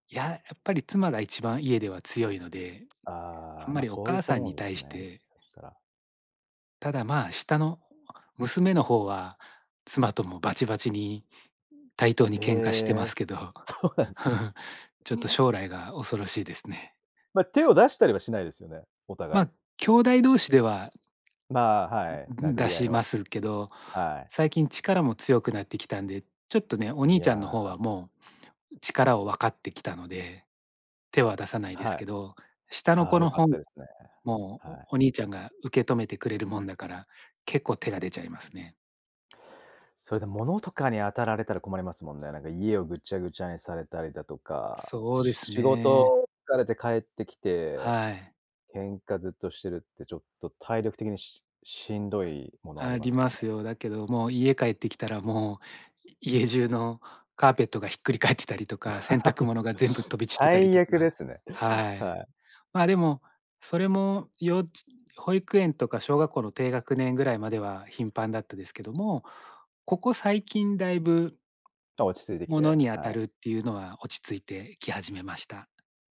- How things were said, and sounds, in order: tapping; laughing while speaking: "そうなんすね"; chuckle; "ほう" said as "ほん"; other background noise; giggle
- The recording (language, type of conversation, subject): Japanese, podcast, 家事の分担はどうやって決めていますか？